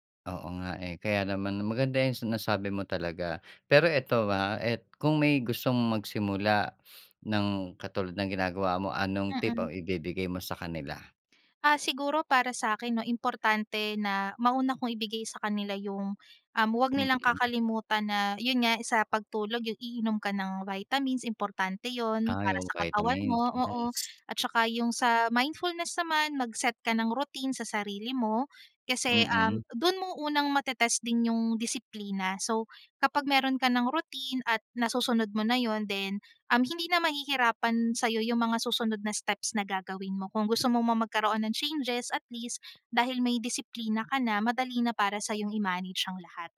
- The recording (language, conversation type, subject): Filipino, podcast, Anong uri ng paghinga o pagninilay ang ginagawa mo?
- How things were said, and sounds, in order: sniff; in English: "mindfulness"